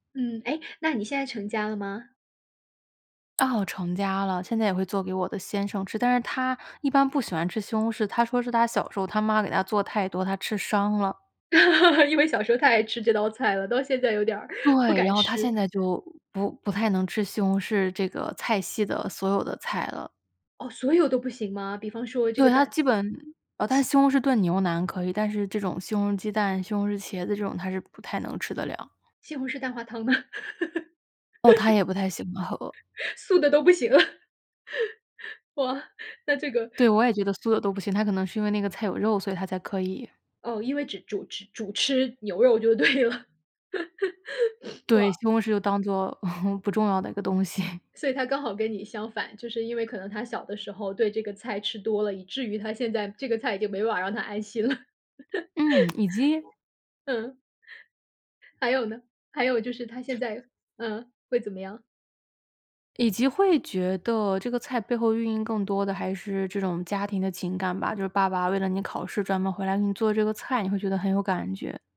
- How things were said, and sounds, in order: laugh; laughing while speaking: "因为小时候太爱吃这道菜了，到现在有点儿不敢吃"; laughing while speaking: "呢？素的都不行了。哇，那这个"; laughing while speaking: "就对了"; laugh; chuckle; laughing while speaking: "东西"; horn; laugh; laughing while speaking: "还有呢，还有就是"; other background noise
- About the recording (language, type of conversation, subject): Chinese, podcast, 小时候哪道菜最能让你安心？